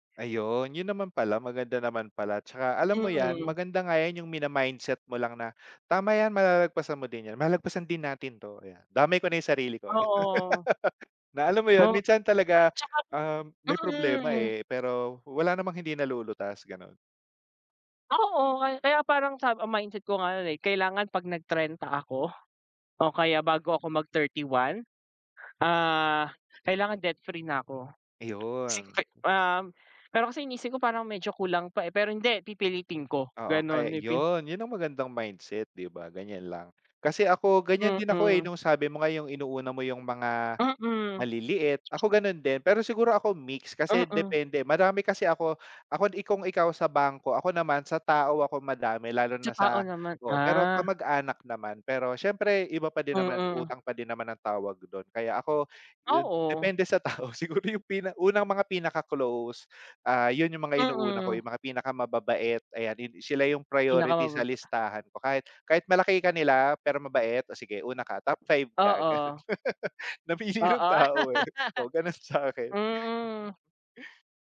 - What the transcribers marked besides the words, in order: laugh; laughing while speaking: "sa tao, siguro, yung pina"; laughing while speaking: "gano'n, namili ng tao, eh, o gano'n sa'kin"; laugh
- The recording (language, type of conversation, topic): Filipino, unstructured, Ano ang pumapasok sa isip mo kapag may utang kang kailangan nang bayaran?